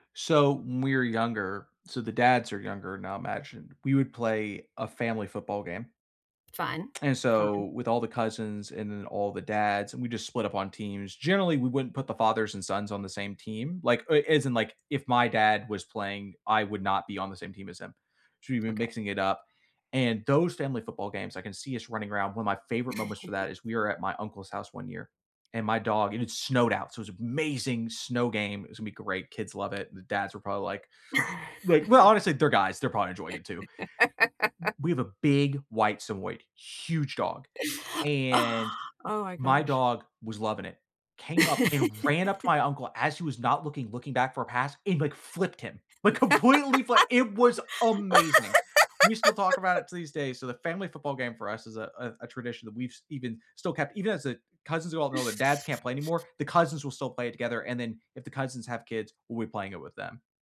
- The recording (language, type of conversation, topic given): English, unstructured, What is a fun tradition you have with your family?
- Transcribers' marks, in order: chuckle; stressed: "amazing"; laugh; other background noise; stressed: "huge"; sigh; laugh; laughing while speaking: "completely"; stressed: "amazing"; laugh; tapping; other noise